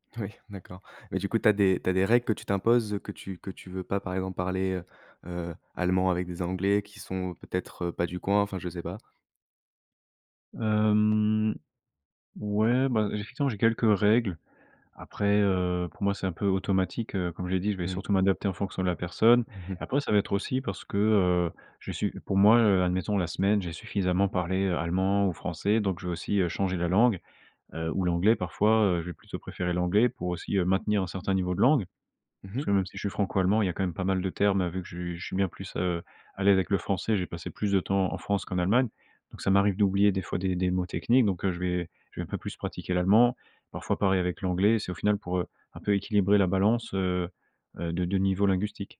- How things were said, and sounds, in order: laughing while speaking: "Oui"; drawn out: "Hem"
- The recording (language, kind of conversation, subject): French, podcast, Comment jongles-tu entre deux langues au quotidien ?